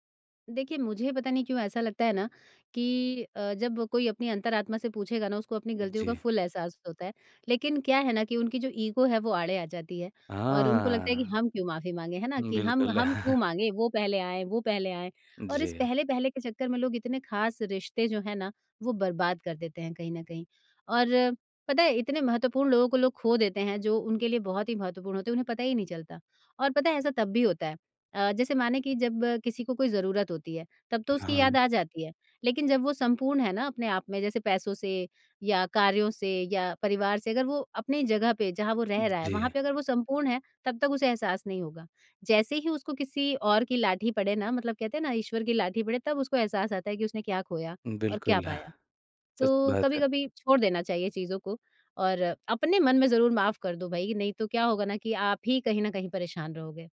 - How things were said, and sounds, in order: in English: "फुल"; in English: "ईगो"; chuckle
- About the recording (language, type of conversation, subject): Hindi, podcast, माफ़ कर पाने का मतलब आपके लिए क्या है?